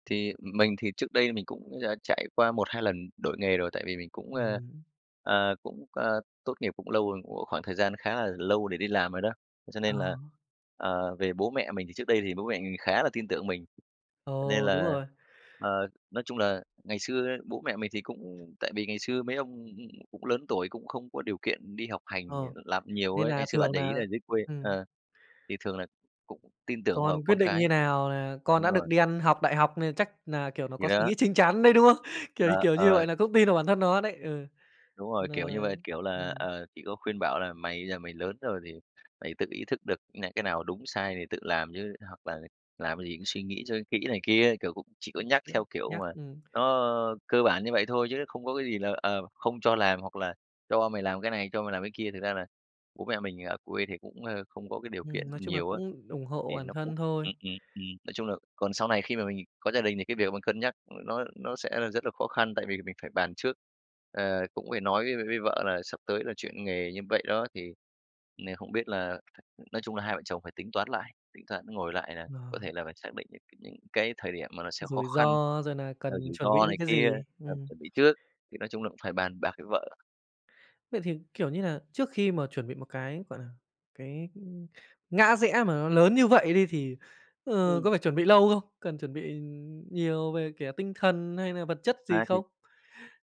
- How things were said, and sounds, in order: tapping; unintelligible speech
- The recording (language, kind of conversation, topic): Vietnamese, podcast, Bạn nghĩ việc thay đổi nghề là dấu hiệu của thất bại hay là sự can đảm?